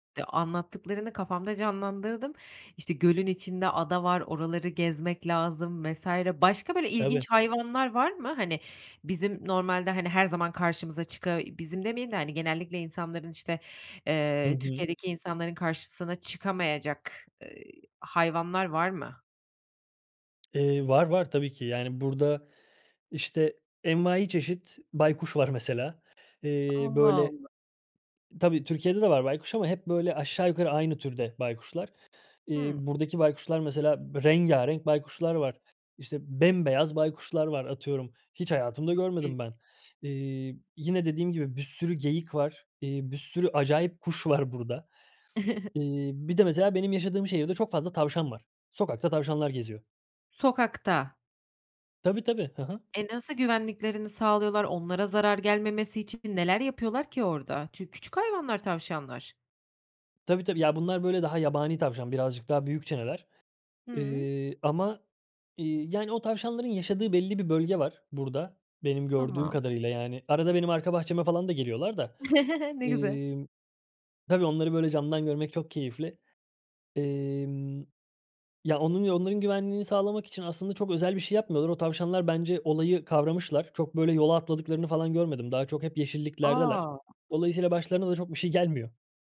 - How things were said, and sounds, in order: tapping; laughing while speaking: "var"; chuckle; other background noise; "büyükçeler" said as "büyükçeneler"; chuckle
- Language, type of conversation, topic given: Turkish, podcast, Küçük adımlarla sosyal hayatımızı nasıl canlandırabiliriz?